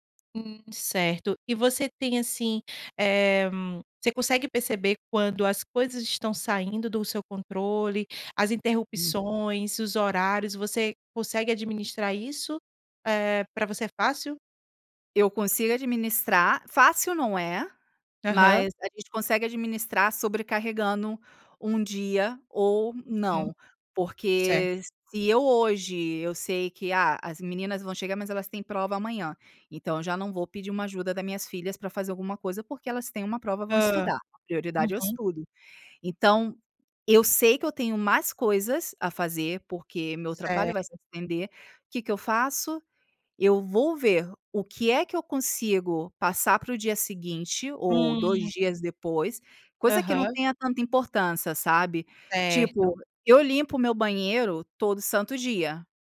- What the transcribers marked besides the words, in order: none
- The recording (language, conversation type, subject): Portuguese, podcast, Como você integra o trabalho remoto à rotina doméstica?